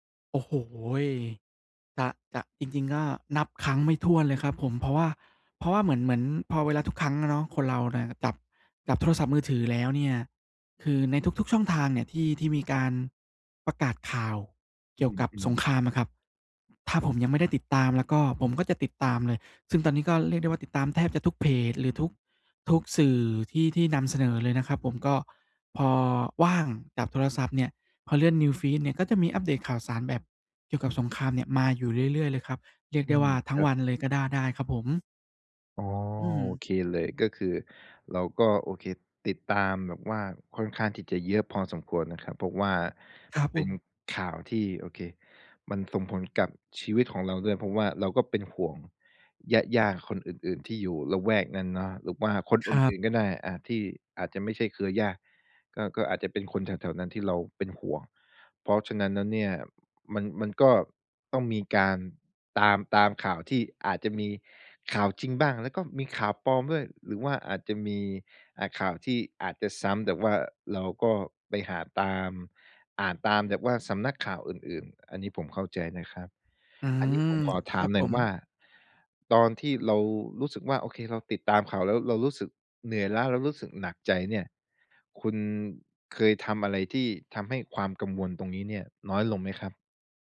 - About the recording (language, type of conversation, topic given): Thai, advice, ทำอย่างไรดีเมื่อรู้สึกเหนื่อยล้าจากการติดตามข่าวตลอดเวลาและเริ่มกังวลมาก?
- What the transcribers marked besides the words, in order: in English: "New"